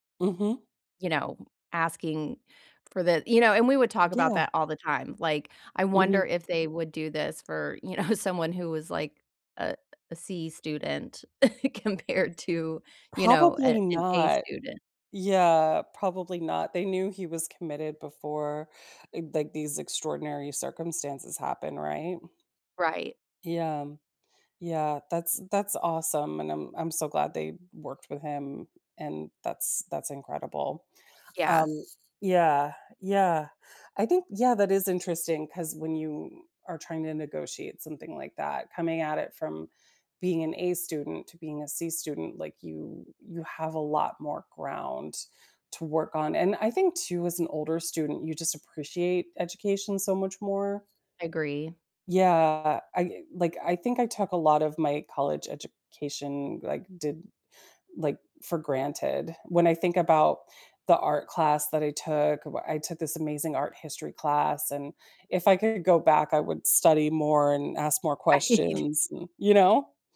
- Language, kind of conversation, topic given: English, unstructured, How can I build confidence to ask for what I want?
- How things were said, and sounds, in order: other background noise; laughing while speaking: "you know"; laughing while speaking: "compared to"; drawn out: "you"; laughing while speaking: "Right"